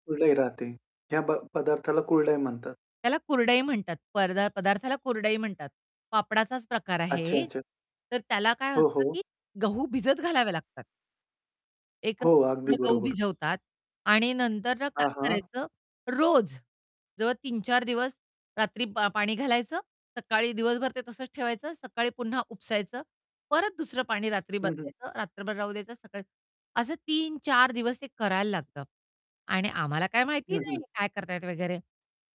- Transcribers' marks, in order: distorted speech; other background noise
- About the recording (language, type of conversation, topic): Marathi, podcast, तुमच्या कुटुंबात एखाद्या पदार्थाशी जोडलेला मजेशीर किस्सा सांगशील का?